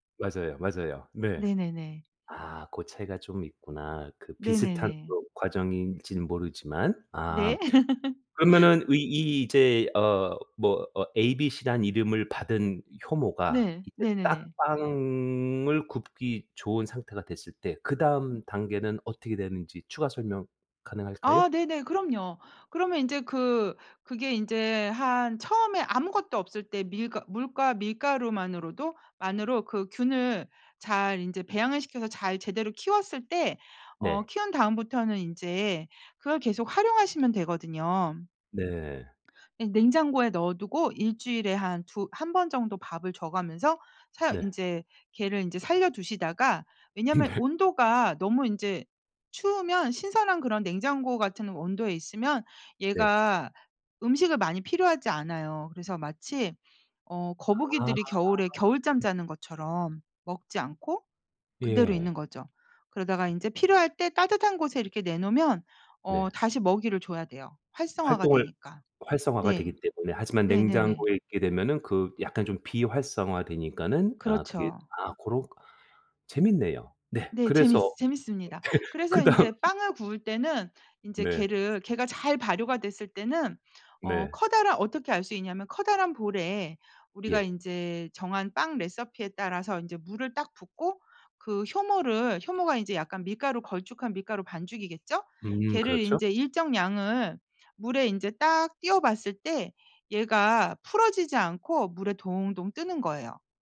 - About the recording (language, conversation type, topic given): Korean, podcast, 요즘 푹 빠져 있는 취미가 무엇인가요?
- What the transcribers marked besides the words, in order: laugh; other background noise; laughing while speaking: "네"; tapping; laugh; laughing while speaking: "그다음"; put-on voice: "레시피에"